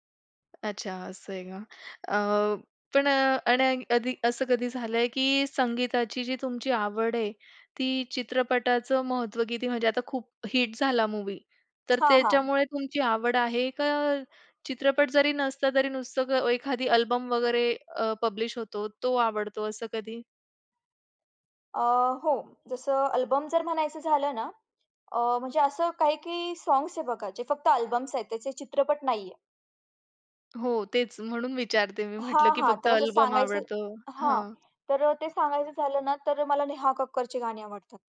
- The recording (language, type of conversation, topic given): Marathi, podcast, चित्रपटातील गाणी तुमच्या संगीताच्या आवडीवर परिणाम करतात का?
- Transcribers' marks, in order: tapping; other background noise